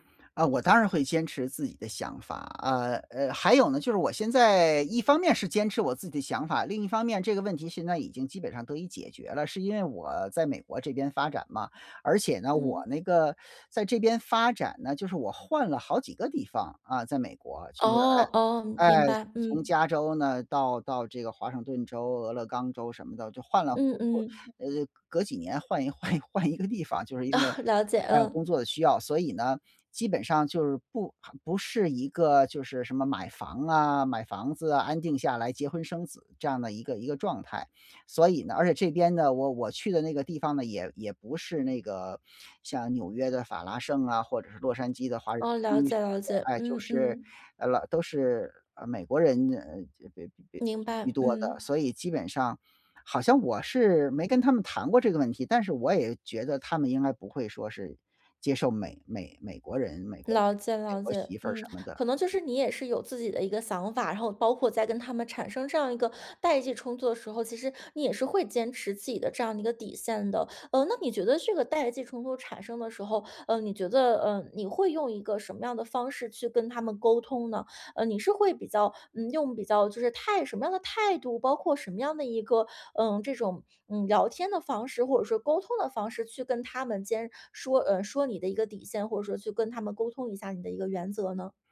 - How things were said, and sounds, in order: unintelligible speech; laughing while speaking: "换一 换一 换一个地方"; laughing while speaking: "哦"; other background noise
- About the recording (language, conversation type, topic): Chinese, podcast, 家里出现代沟时，你会如何处理？